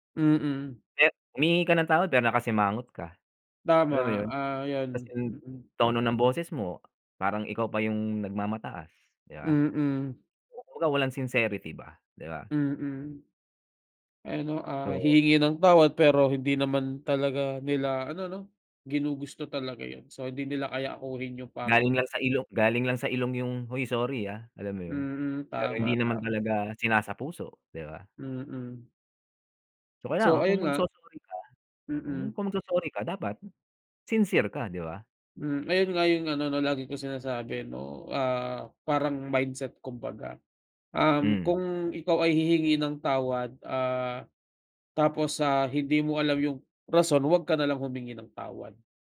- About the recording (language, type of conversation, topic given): Filipino, unstructured, Paano mo nilulutas ang mga tampuhan ninyo ng kaibigan mo?
- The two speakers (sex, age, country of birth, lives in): male, 25-29, Philippines, Philippines; male, 45-49, Philippines, United States
- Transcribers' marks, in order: none